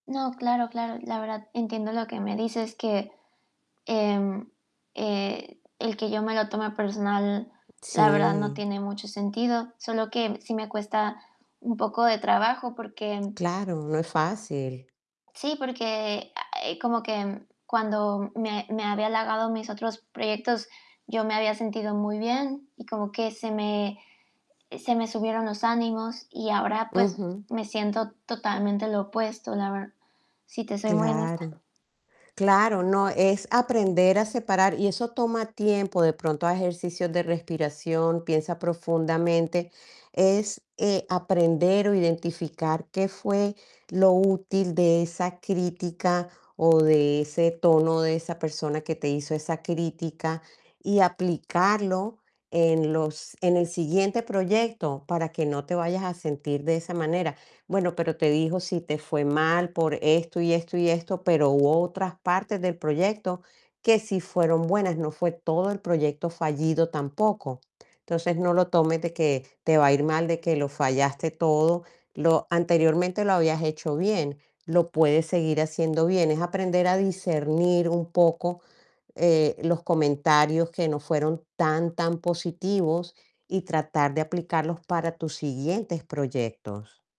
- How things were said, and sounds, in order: static; tapping; other noise; other background noise
- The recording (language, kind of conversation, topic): Spanish, advice, ¿Cómo recibiste una crítica dura sobre un proyecto creativo?
- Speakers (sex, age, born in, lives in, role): female, 20-24, Mexico, Germany, user; female, 55-59, Colombia, United States, advisor